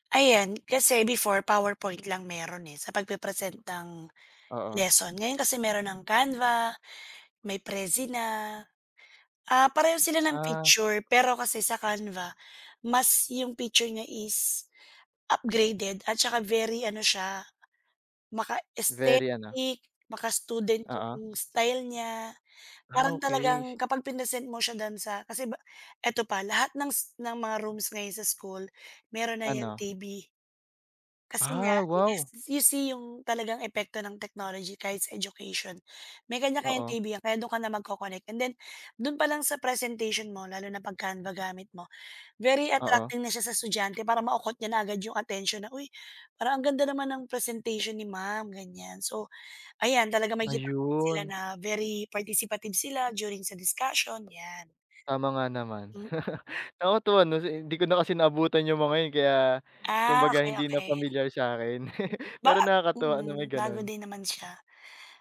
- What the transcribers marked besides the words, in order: other background noise; laugh; laugh
- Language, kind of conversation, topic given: Filipino, unstructured, Paano mo ginagamit ang teknolohiya para mapadali ang araw-araw mong buhay?